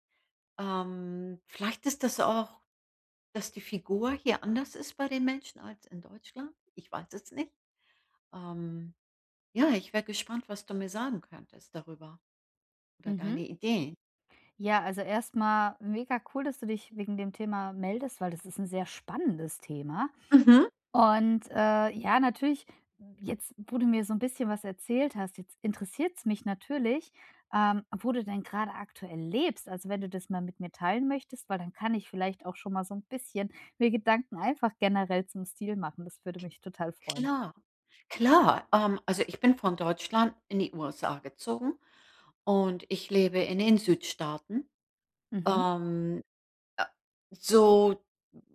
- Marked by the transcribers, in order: none
- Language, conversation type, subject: German, advice, Wie finde ich meinen persönlichen Stil, ohne mich unsicher zu fühlen?
- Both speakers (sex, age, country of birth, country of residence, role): female, 35-39, Germany, Germany, advisor; female, 65-69, Germany, United States, user